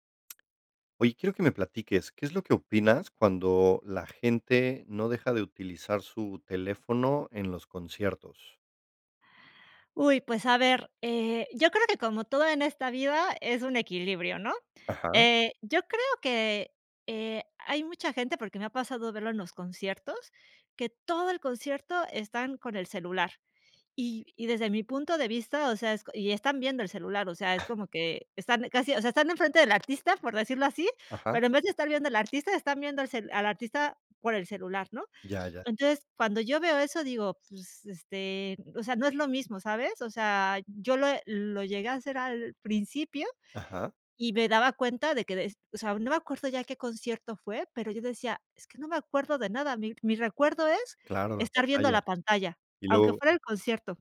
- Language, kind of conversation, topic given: Spanish, podcast, ¿Qué opinas de la gente que usa el celular en conciertos?
- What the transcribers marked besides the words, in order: tapping; other background noise